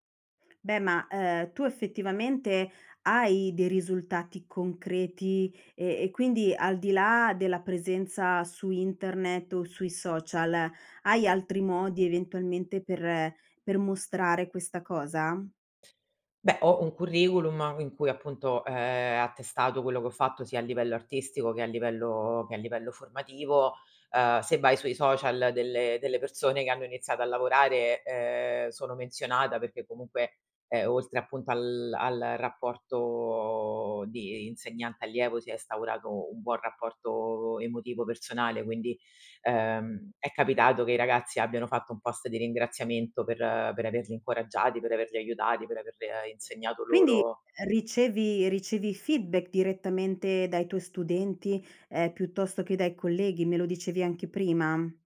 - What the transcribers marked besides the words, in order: "curriculum" said as "curriculuma"; "instaurato" said as "staurato"; other background noise; in English: "feedback"
- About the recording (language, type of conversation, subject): Italian, advice, Perché mi sento un impostore al lavoro nonostante i risultati concreti?
- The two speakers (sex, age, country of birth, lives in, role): female, 35-39, Italy, Italy, user; female, 45-49, Italy, Italy, advisor